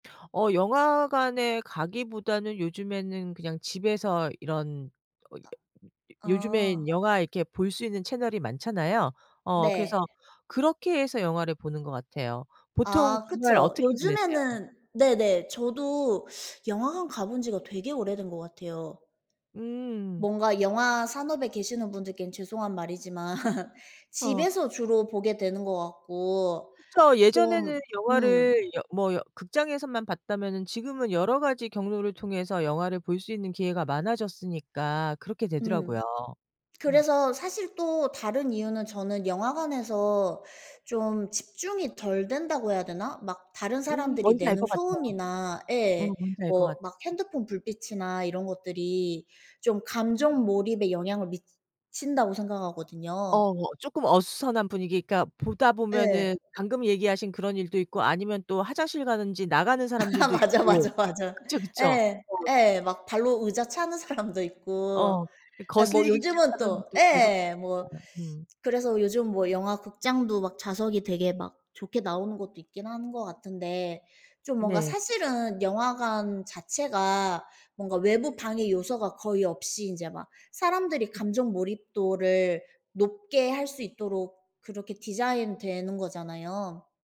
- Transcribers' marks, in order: tapping; other background noise; teeth sucking; laugh; laugh; laughing while speaking: "맞아, 맞아, 맞아"; laughing while speaking: "사람도"; unintelligible speech
- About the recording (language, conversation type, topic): Korean, unstructured, 주말에는 영화관에서 영화를 보는 것과 집에서 영화를 보는 것 중 어느 쪽을 더 선호하시나요?